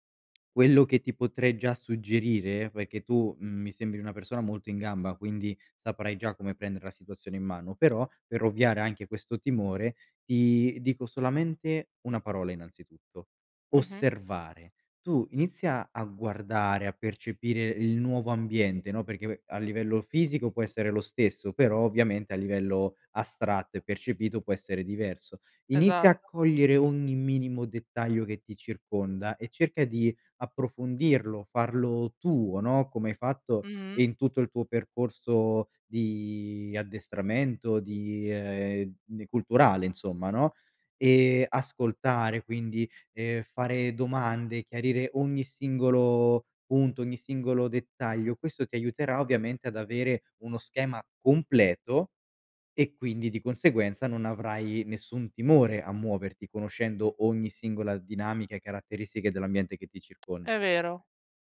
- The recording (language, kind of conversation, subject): Italian, advice, Come posso chiarire le responsabilità poco definite del mio nuovo ruolo o della mia promozione?
- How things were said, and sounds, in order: other background noise